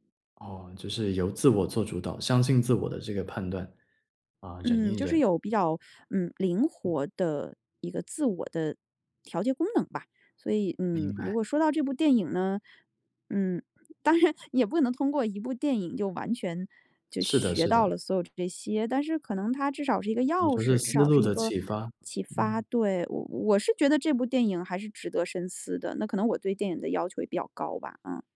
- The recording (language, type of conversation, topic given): Chinese, podcast, 哪部电影最启发你？
- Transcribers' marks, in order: other background noise; laughing while speaking: "当然"